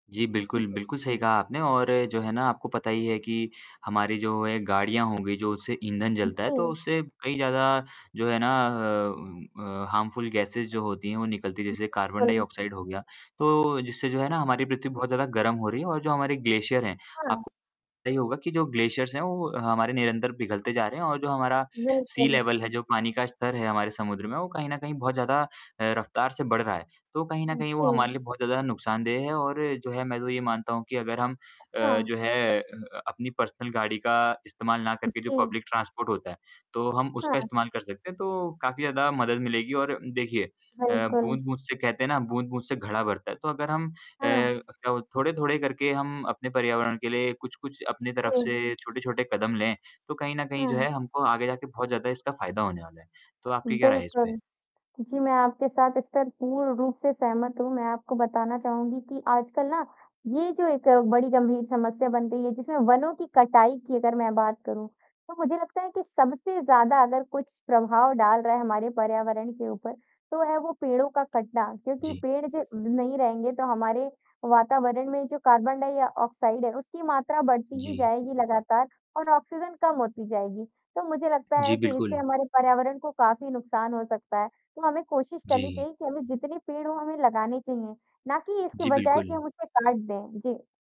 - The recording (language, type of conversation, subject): Hindi, unstructured, पर्यावरण बचाने के लिए हम अपनी रोज़मर्रा की ज़िंदगी में क्या कर सकते हैं?
- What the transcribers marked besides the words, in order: distorted speech; static; in English: "हार्मफुल गैसेज़"; in English: "ग्लेशियर"; in English: "ग्लेशियर्स"; in English: "सी लेवल"; in English: "पर्सनल"; in English: "पब्लिक ट्रांसपोर्ट"